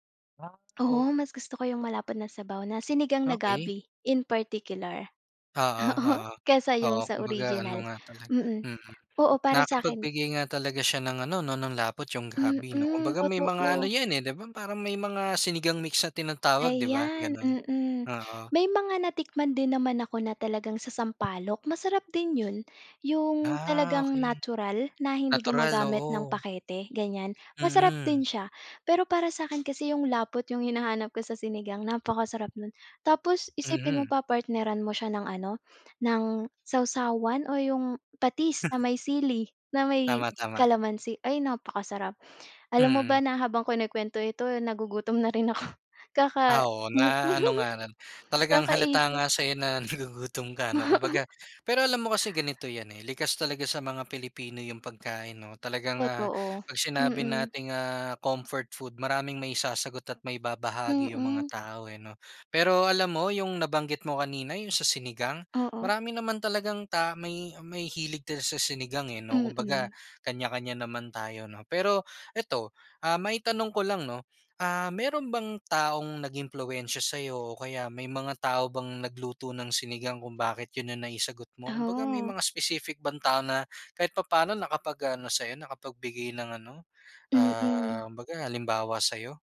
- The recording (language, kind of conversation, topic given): Filipino, podcast, Ano ang paborito mong pagkaing pampagaan ng loob, at bakit?
- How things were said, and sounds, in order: tapping; laughing while speaking: "Oo"; other background noise; chuckle; laughing while speaking: "ako"; chuckle; laughing while speaking: "nagugutom"; laughing while speaking: "Oo"